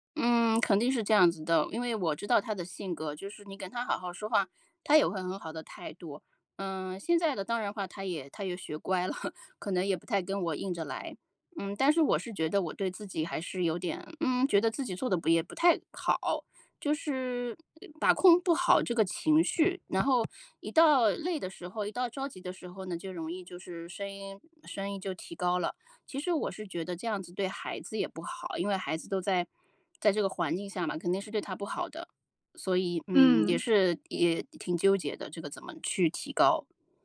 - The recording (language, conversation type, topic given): Chinese, advice, 我们该如何处理因疲劳和情绪引发的争执与隔阂？
- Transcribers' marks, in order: laugh; other background noise